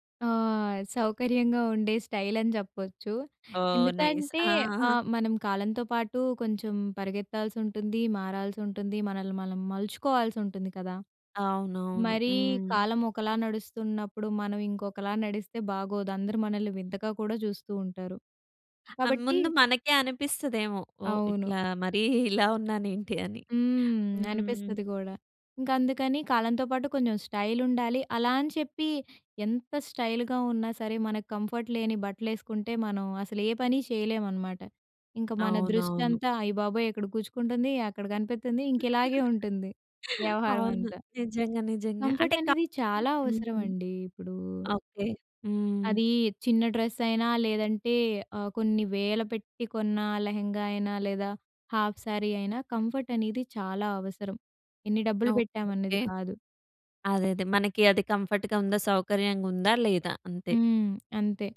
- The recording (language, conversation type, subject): Telugu, podcast, సౌకర్యం కంటే స్టైల్‌కి మీరు ముందుగా ఎంత ప్రాధాన్యం ఇస్తారు?
- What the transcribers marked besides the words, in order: other background noise; in English: "నైస్"; chuckle; tapping; in English: "కంఫర్ట్"; laugh; in English: "కంఫర్ట్"; other noise; in English: "హాఫ్ శారీ"; in English: "కంఫర్ట్‌గ"